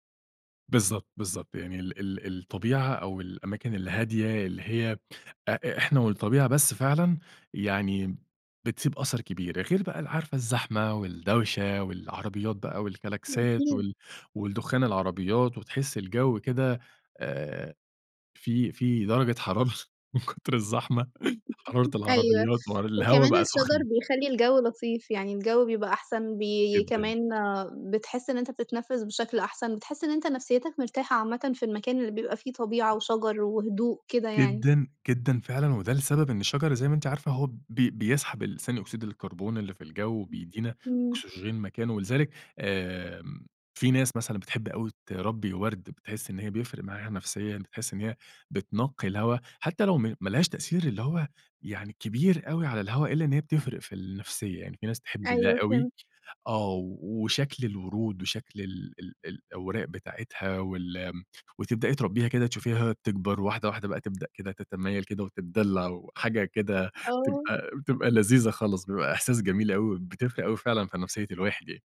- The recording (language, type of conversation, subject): Arabic, podcast, إيه أجمل مكان محلي اكتشفته بالصدفة وبتحب ترجع له؟
- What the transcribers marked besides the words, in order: laughing while speaking: "حرارة من كتر الزحمة"; chuckle; tapping